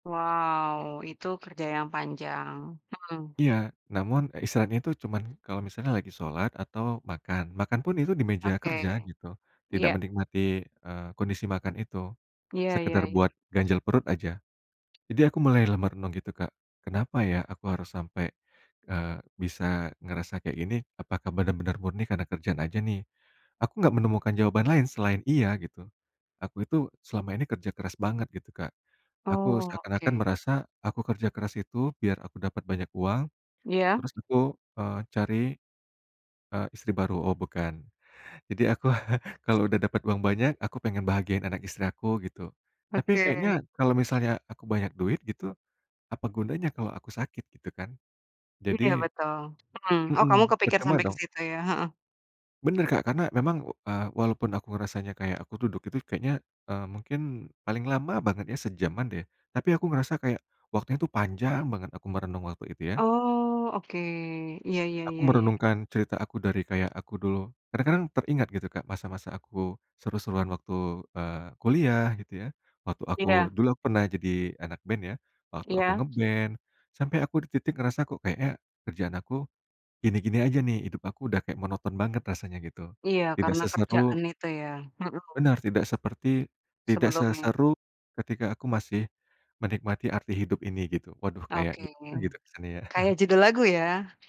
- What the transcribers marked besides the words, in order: drawn out: "Wow"; tapping; laughing while speaking: "aku"; other noise; other background noise; chuckle
- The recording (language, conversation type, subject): Indonesian, podcast, Bisakah kamu menceritakan momen hening yang tiba-tiba mengubah cara kamu memandang diri sendiri?